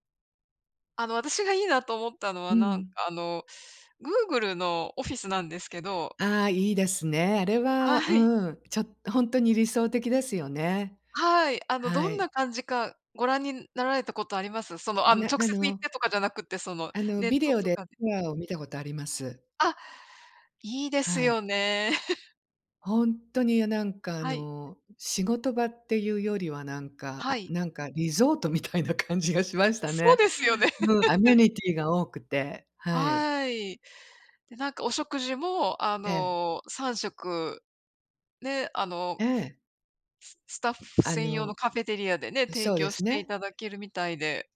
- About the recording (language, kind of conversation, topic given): Japanese, unstructured, 理想の職場環境はどんな場所ですか？
- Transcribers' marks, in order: chuckle; laughing while speaking: "みたいな感じがしましたね"; laugh